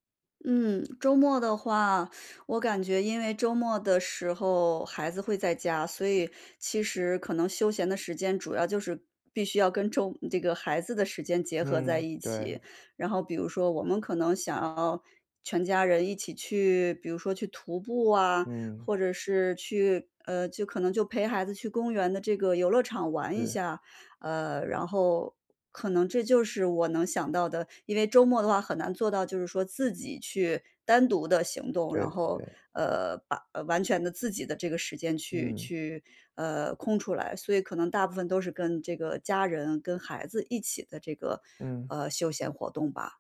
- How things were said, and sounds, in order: other background noise
- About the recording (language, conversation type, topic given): Chinese, advice, 如何让我的休闲时间更充实、更有意义？